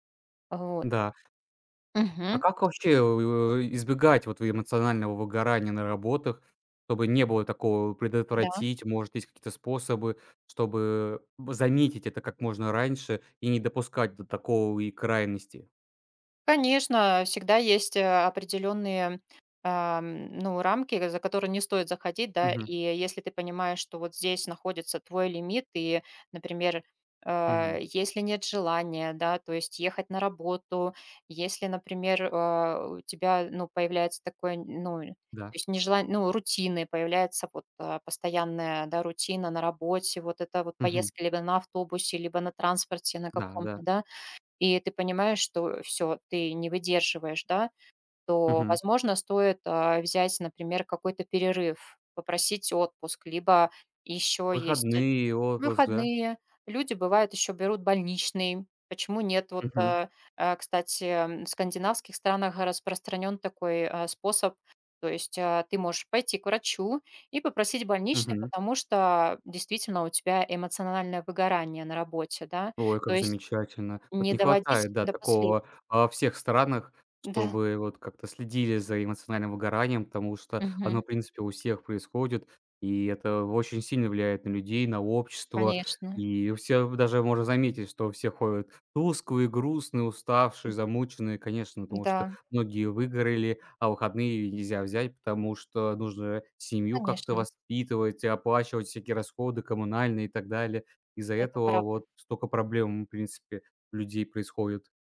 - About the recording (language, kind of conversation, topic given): Russian, advice, Почему из‑за выгорания я изолируюсь и избегаю социальных контактов?
- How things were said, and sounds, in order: other background noise; tapping